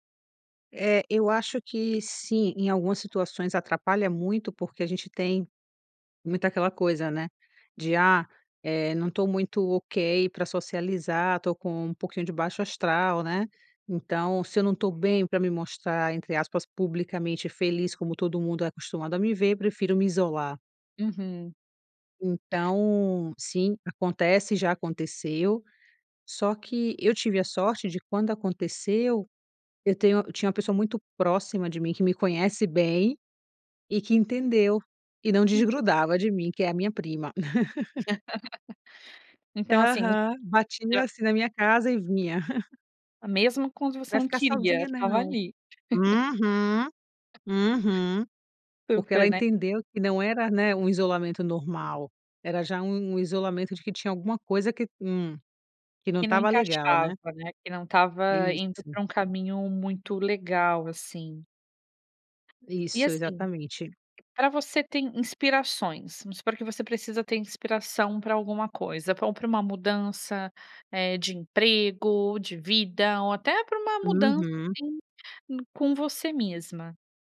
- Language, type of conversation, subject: Portuguese, podcast, O que te inspira mais: o isolamento ou a troca com outras pessoas?
- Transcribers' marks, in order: tapping; other noise; laugh; laugh; chuckle